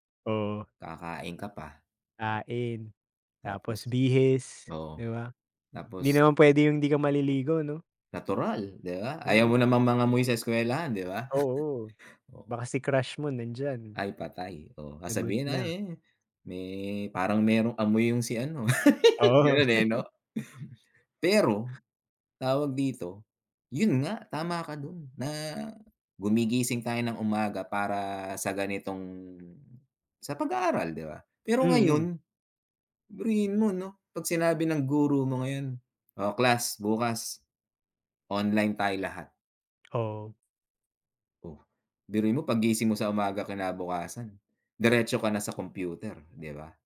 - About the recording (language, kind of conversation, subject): Filipino, unstructured, Paano nagbago ang paraan ng pag-aaral dahil sa mga plataporma sa internet para sa pagkatuto?
- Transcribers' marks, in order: chuckle; chuckle; laugh; tapping; other background noise